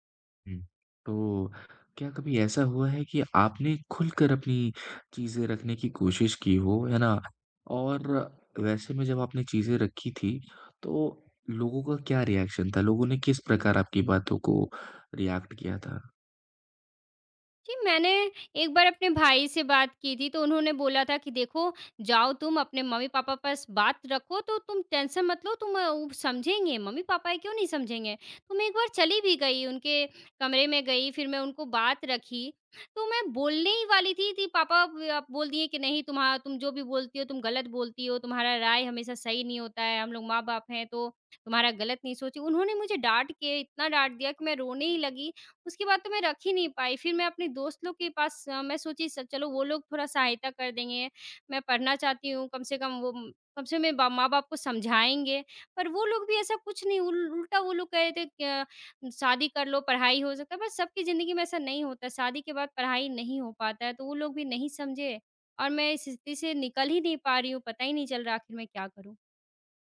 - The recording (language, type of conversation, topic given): Hindi, advice, क्या आपको दोस्तों या परिवार के बीच अपनी राय रखने में डर लगता है?
- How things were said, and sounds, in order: in English: "रिएक्शन"; in English: "रिएक्ट"; in English: "टेंशन"; tapping